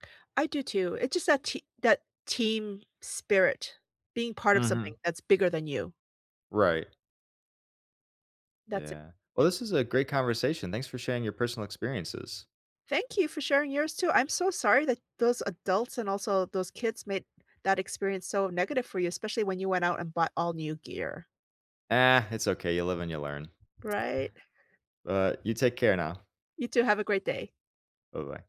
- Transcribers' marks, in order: none
- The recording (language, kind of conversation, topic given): English, unstructured, How can I use school sports to build stronger friendships?